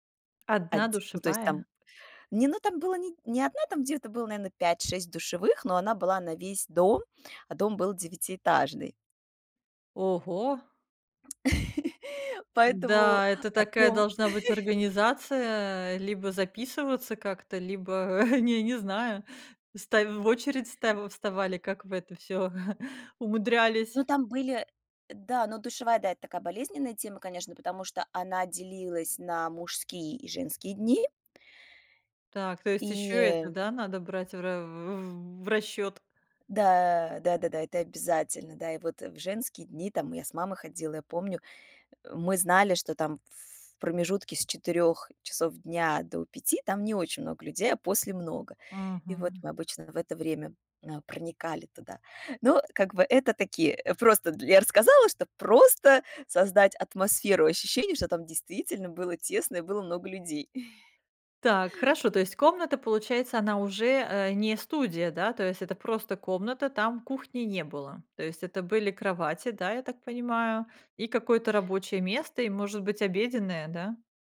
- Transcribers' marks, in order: laugh; laugh; chuckle; other noise; chuckle; tapping; chuckle
- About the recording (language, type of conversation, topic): Russian, podcast, Как создать ощущение простора в маленькой комнате?